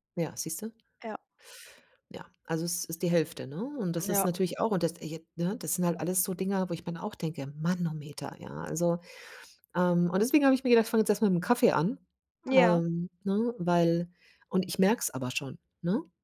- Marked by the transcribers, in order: none
- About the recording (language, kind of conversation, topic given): German, unstructured, Was ist dein bester Tipp, um Geld zu sparen?